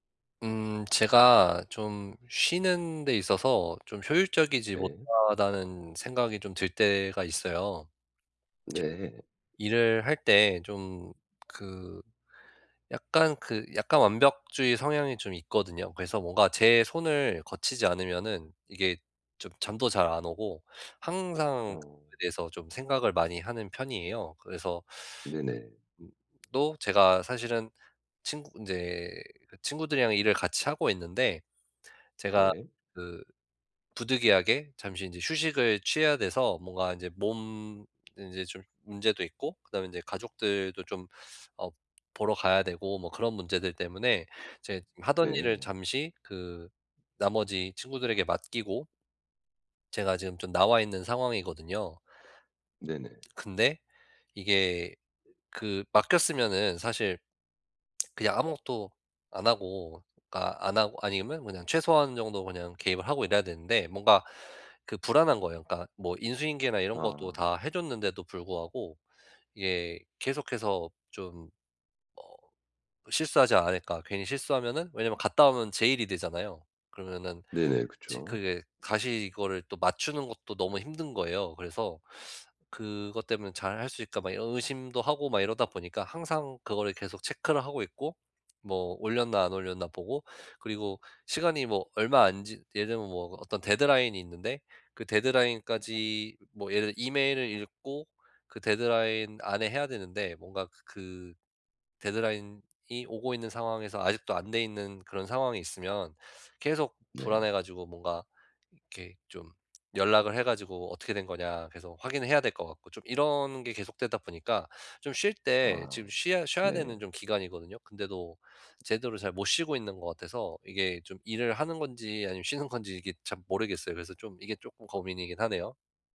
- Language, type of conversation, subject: Korean, advice, 효과적으로 휴식을 취하려면 어떻게 해야 하나요?
- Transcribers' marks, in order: other background noise; tapping; lip smack; lip smack; laughing while speaking: "쉬는 건지"